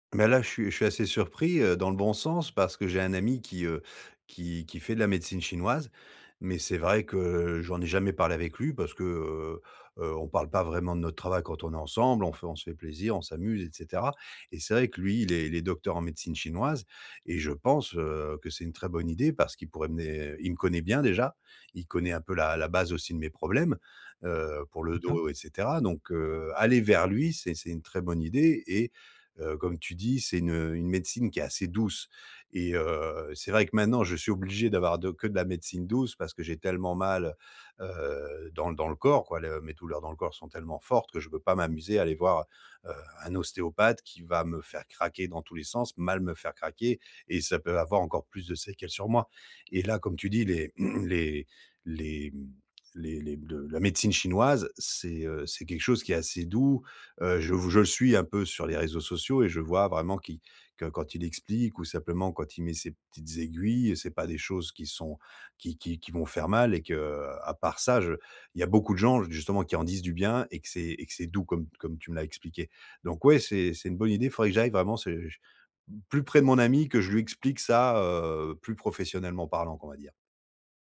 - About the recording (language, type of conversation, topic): French, advice, Comment la respiration peut-elle m’aider à relâcher la tension corporelle ?
- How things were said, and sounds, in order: throat clearing